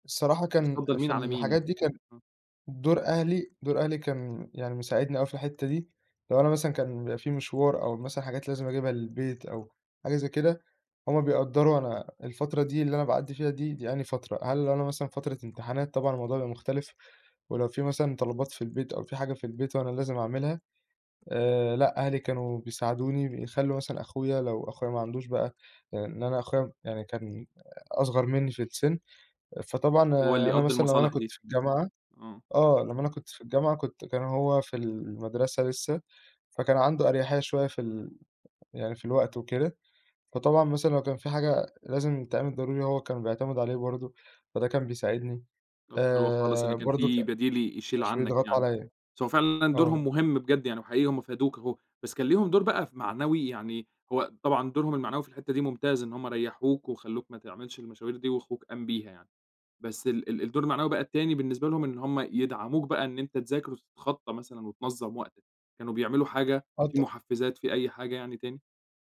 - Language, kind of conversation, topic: Arabic, podcast, إزاي بتنظّم وقت مذاكرتك بفاعلية؟
- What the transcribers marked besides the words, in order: unintelligible speech; other background noise